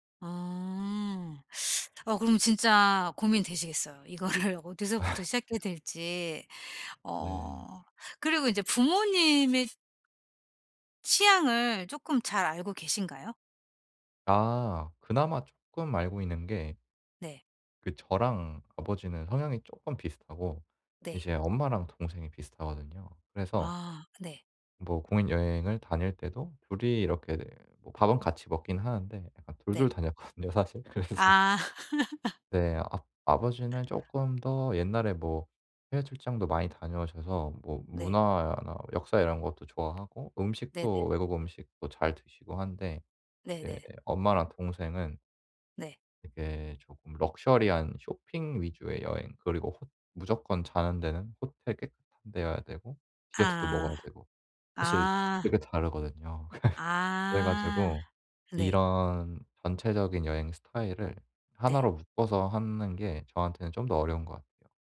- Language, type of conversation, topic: Korean, advice, 여행 예산을 어떻게 세우고 계획을 효율적으로 수립할 수 있을까요?
- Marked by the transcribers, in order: teeth sucking; laughing while speaking: "이거를"; laugh; other background noise; laughing while speaking: "다녔거든요 사실. 그래서"; laugh; laughing while speaking: "그래"